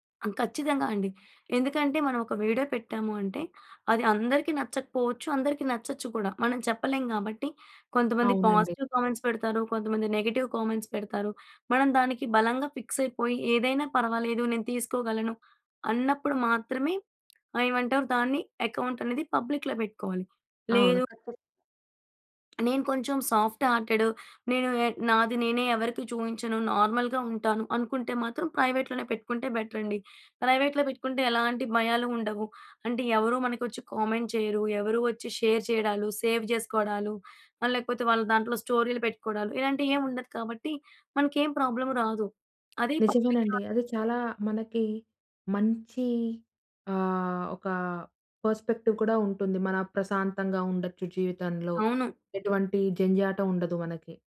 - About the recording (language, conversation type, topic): Telugu, podcast, పబ్లిక్ లేదా ప్రైవేట్ ఖాతా ఎంచుకునే నిర్ణయాన్ని మీరు ఎలా తీసుకుంటారు?
- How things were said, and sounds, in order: in English: "వీడియో"; in English: "పాజిటివ్ కామెంట్స్"; in English: "నెగెటివ్ కామెంట్స్"; in English: "ఫిక్స్"; tapping; in English: "అకౌంట్"; in English: "పబ్లిక్‌లో"; in English: "సాఫ్ట్"; in English: "నార్మల్‌గా"; in English: "ప్రైవేట్‌లోనే"; in English: "ప్రైవేట్‌లో"; in English: "కామెంట్"; in English: "షేర్"; in English: "సేవ్"; in English: "ప్రాబ్లమ్"; in English: "పబ్లిక్‌లో"; other background noise; in English: "పర్స్‌పెక్టివ్"